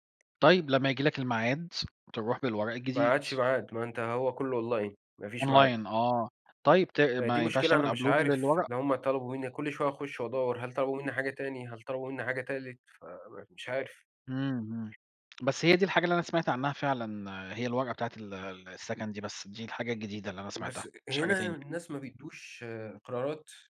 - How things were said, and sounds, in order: in English: "online"; in English: "Online"; in English: "upload"; tapping
- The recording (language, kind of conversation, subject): Arabic, unstructured, إزاي العادات الصحية ممكن تأثر على حياتنا اليومية؟
- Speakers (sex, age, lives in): male, 30-34, Portugal; male, 40-44, Portugal